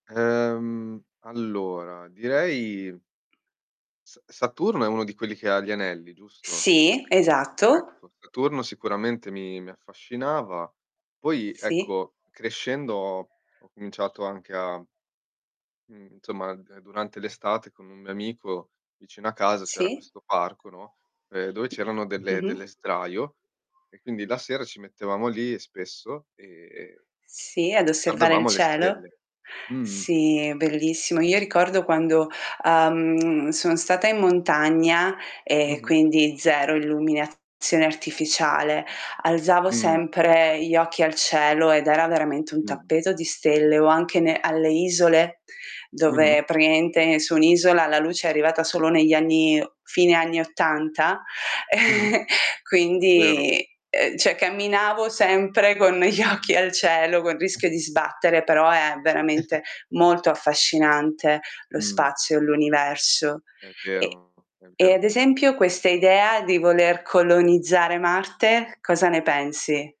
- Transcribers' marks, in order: other background noise; tapping; distorted speech; chuckle; "cioè" said as "ceh"; laughing while speaking: "gli"; chuckle
- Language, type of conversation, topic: Italian, unstructured, Che cosa ti affascina di più dello spazio e dell’universo?